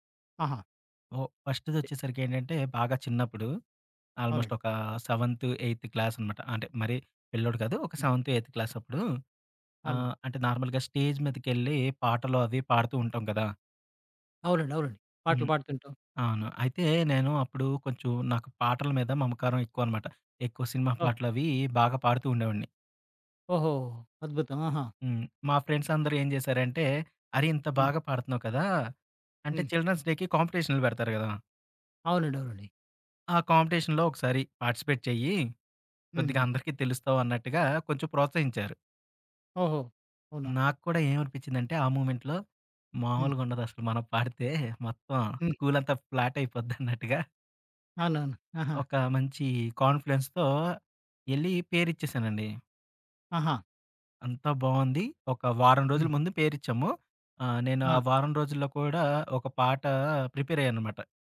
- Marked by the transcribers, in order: in English: "ఫస్ట్‌ది"; other background noise; in English: "ఆల్మోస్ట్"; in English: "సెవెన్త్ ఎయిత్ క్లాస్"; in English: "సెవెన్త్ ఎయిత్ క్లాస్"; in English: "నార్మల్‌గా స్టేజ్"; tapping; in English: "ఫ్రెండ్స్"; in English: "చిల్డ్రన్స్ డేకి"; in English: "కాంపిటీషన్‌లొ"; in English: "పార్టిసిపేట్"; in English: "మూమెంట్‌లొ"; in English: "ఫ్లాట్"; in English: "కాన్ఫిడెన్స్‌తో"; in English: "ప్రిపేర్"
- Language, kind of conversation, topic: Telugu, podcast, ఆత్మవిశ్వాసం తగ్గినప్పుడు దానిని మళ్లీ ఎలా పెంచుకుంటారు?
- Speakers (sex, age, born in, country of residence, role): male, 30-34, India, India, guest; male, 50-54, India, India, host